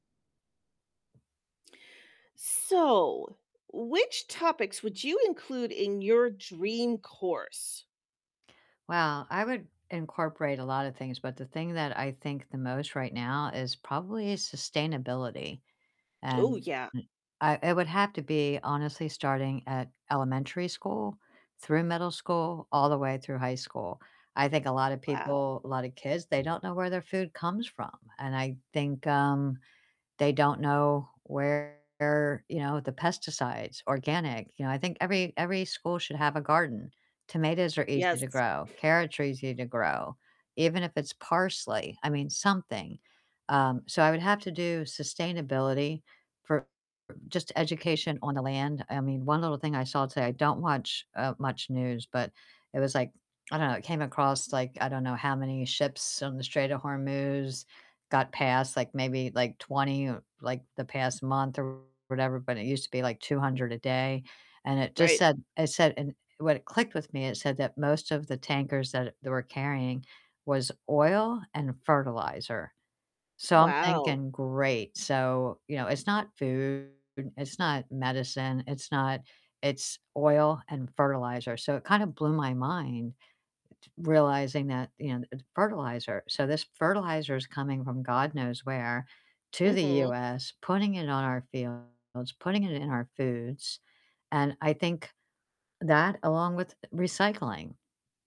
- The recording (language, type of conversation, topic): English, unstructured, Which topics would you include in your dream course?
- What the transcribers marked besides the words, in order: distorted speech; other background noise; static